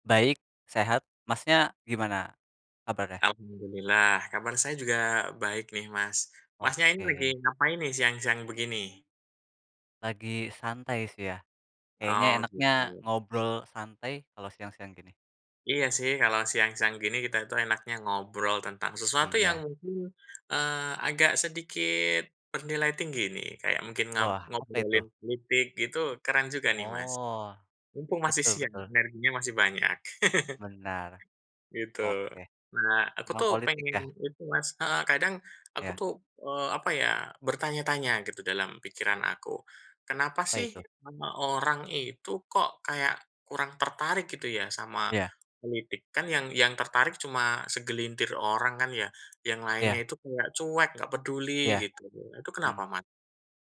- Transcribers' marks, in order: chuckle
- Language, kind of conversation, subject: Indonesian, unstructured, Bagaimana cara mengajak orang lain agar lebih peduli pada politik?